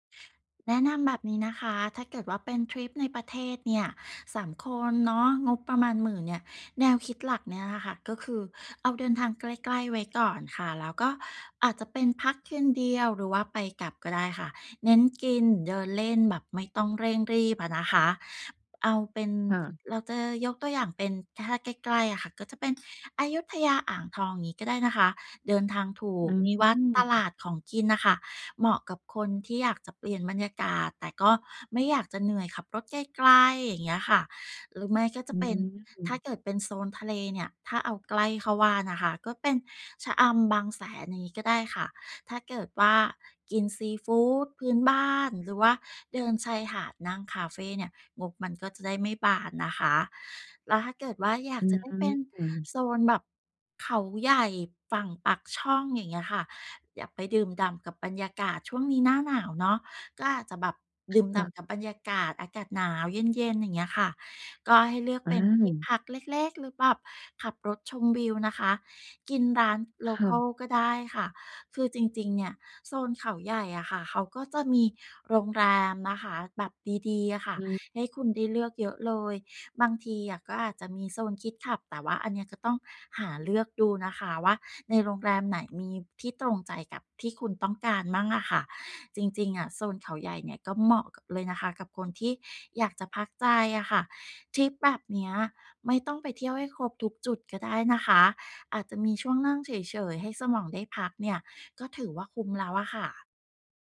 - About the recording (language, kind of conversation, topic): Thai, advice, จะวางแผนวันหยุดให้คุ้มค่าในงบจำกัดได้อย่างไร?
- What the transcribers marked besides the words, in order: other background noise; in English: "โลคัล"; in English: "คิดคลับ"